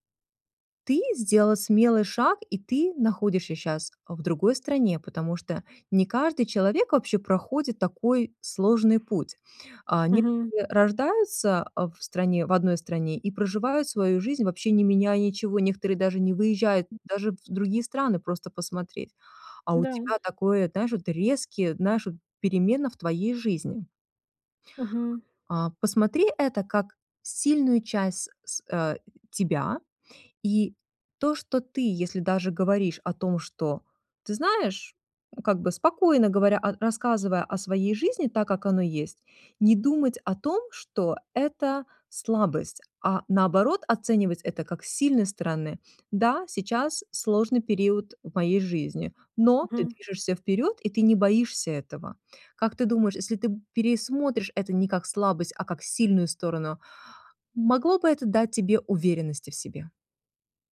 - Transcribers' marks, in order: other background noise
- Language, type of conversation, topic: Russian, advice, Как справиться со страхом, что другие осудят меня из-за неловкой ошибки?